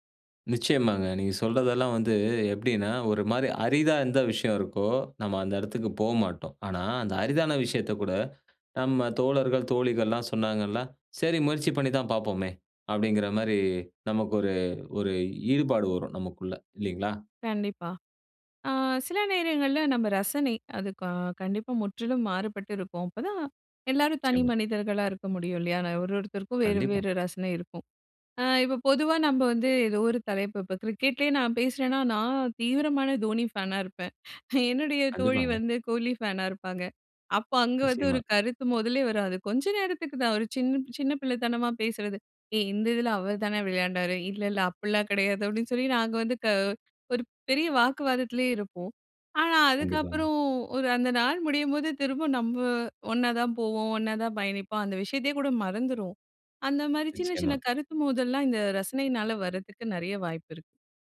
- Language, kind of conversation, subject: Tamil, podcast, நண்பர்களின் சுவை வேறிருந்தால் அதை நீங்கள் எப்படிச் சமாளிப்பீர்கள்?
- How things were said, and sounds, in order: laughing while speaking: "அப்பிடின்னு சொல்லி"